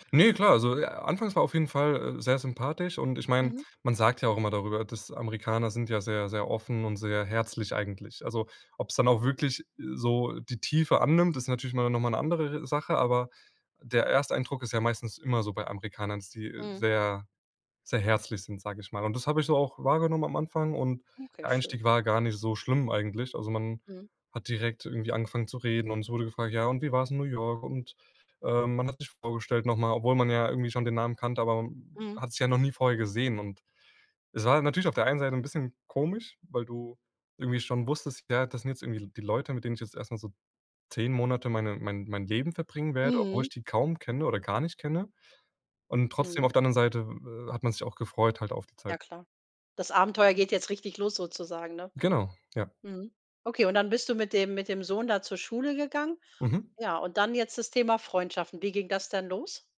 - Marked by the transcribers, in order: none
- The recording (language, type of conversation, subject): German, podcast, Wie hast du Freundschaften mit Einheimischen geschlossen?